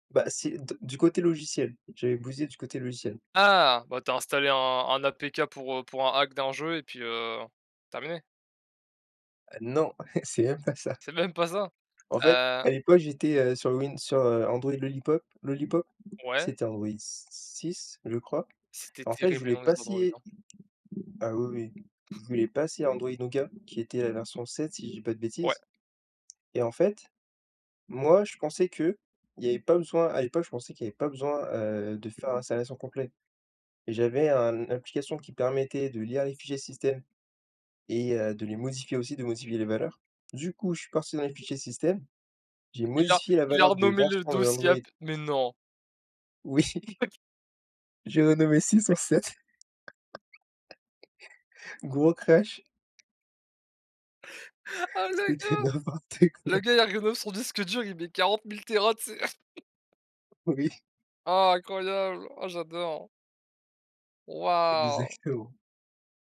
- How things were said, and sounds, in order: in English: "hack"; chuckle; other background noise; tapping; unintelligible speech; chuckle; unintelligible speech; laughing while speaking: "six en sept"; laugh; chuckle; laughing while speaking: "Ah le gars !"; laughing while speaking: "C'était n'importe quoi !"; "renommé" said as "renomm"; chuckle; laughing while speaking: "Oui"
- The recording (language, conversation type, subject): French, unstructured, Comment la technologie influence-t-elle notre vie quotidienne ?